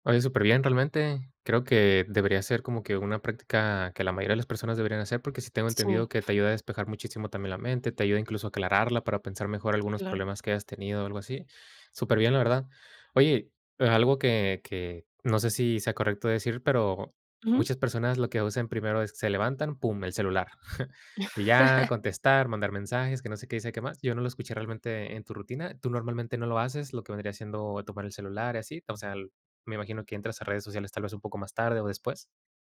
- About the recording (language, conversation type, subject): Spanish, podcast, ¿Cómo es tu rutina matutina ideal y por qué te funciona?
- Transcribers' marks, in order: chuckle; laugh